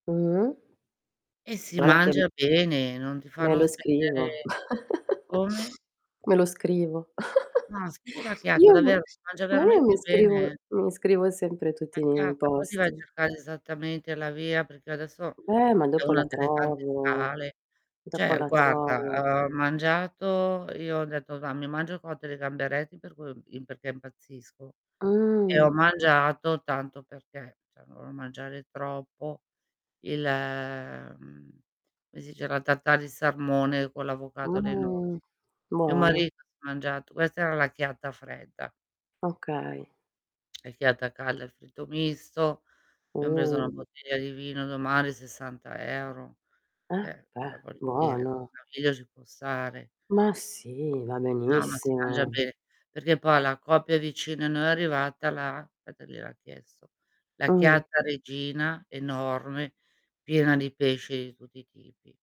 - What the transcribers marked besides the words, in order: "Guarda" said as "guara"; static; distorted speech; chuckle; "Cioè" said as "ceh"; drawn out: "Mh!"; "cioè" said as "ceh"; "salmone" said as "sarmone"; drawn out: "Mh!"; tapping; drawn out: "Mh!"; "normale" said as "nomale"; "Cioè" said as "ceh"; "aspetta" said as "petta"
- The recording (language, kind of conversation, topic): Italian, unstructured, Come hai scoperto il tuo ristorante preferito?